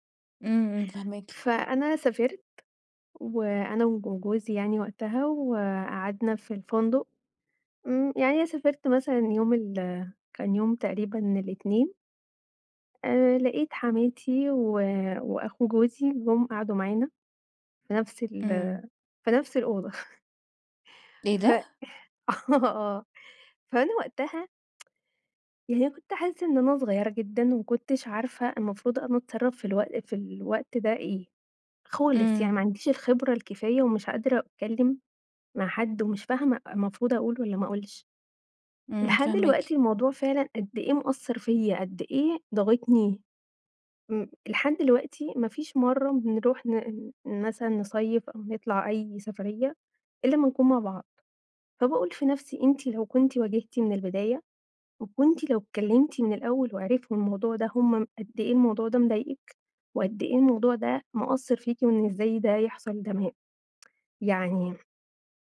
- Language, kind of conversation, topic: Arabic, advice, إزاي أبطل أتجنب المواجهة عشان بخاف أفقد السيطرة على مشاعري؟
- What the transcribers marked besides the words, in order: chuckle; tsk; tsk